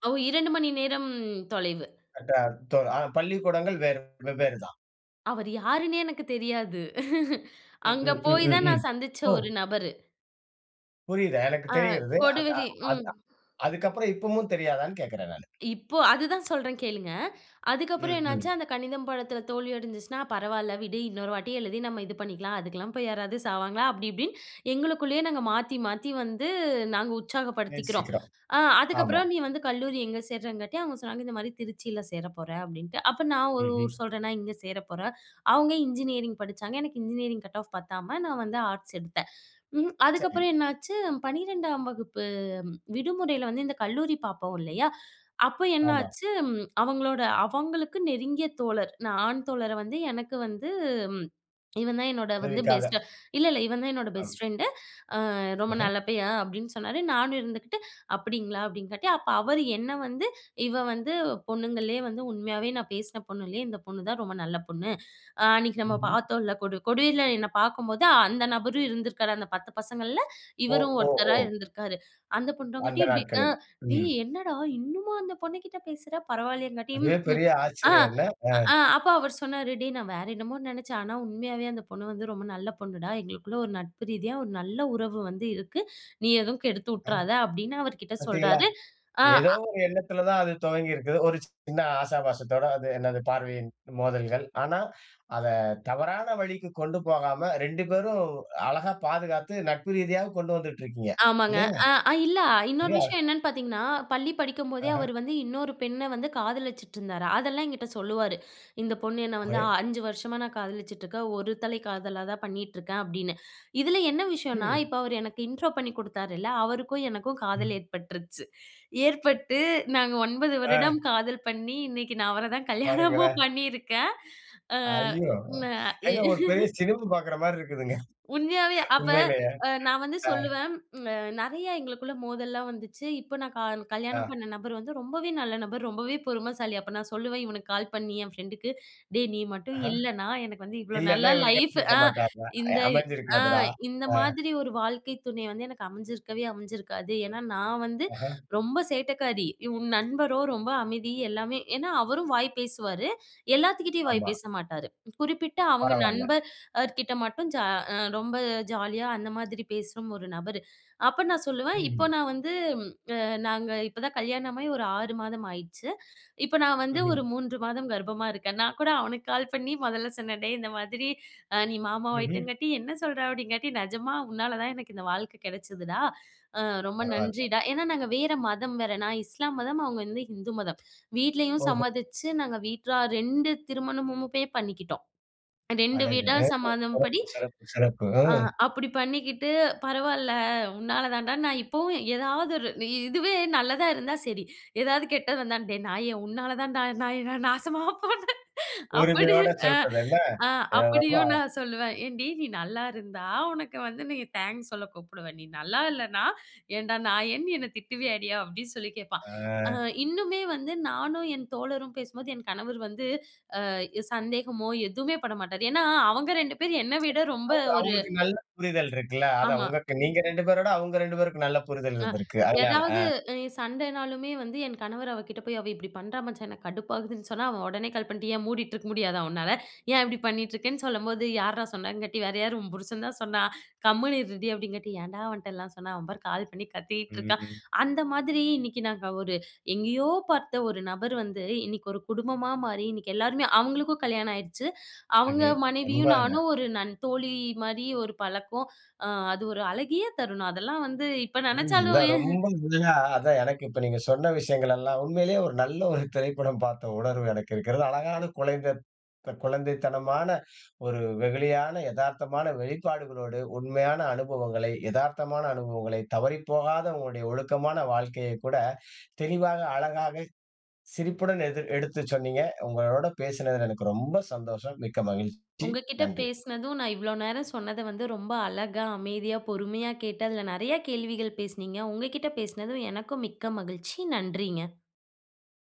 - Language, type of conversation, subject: Tamil, podcast, உங்களுக்கு மனதைத் தொடும் ஒரு நினைவு அல்லது அனுபவத்தைப் பகிர முடியுமா?
- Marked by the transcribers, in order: "ஒரு" said as "ஓ"; unintelligible speech; chuckle; in English: "இன்ஜினியரிங்"; in English: "இன்ஜினியரிங் கட் ஆஃப்"; in English: "ஆர்ட்ஸ்"; in English: "பெஸ்ட்டு"; in English: "பெஸ்ட் ஃப்ரெண்டு"; in English: "இன்ட்ரோ"; laughing while speaking: "காதல் ஏற்பட்டுருச்சு. ஏற்பட்டு நாங்க ஒன்பது … பண்ணியிருக்கேன். அ, ம"; laughing while speaking: "ஆ"; laughing while speaking: "பாருங்களேன்!"; laughing while speaking: "ஏங்க ஒரு பெரிய சினிமா பாக்குற மாரி இருக்குதுங்க. உண்மையிலேயே. அ"; other noise; in English: "லைஃப்"; laughing while speaking: "அவனுக்கு கால் பண்ணி மொதல்ல சொன்னேன் … இந்த வாழ்க்கை கிடச்சதுடா"; laughing while speaking: "எதாவது கெட்டது வந்தா, டேய் நாயே … அப்டின்னு சொல்லி கேப்பான்"; chuckle; chuckle; unintelligible speech; chuckle; chuckle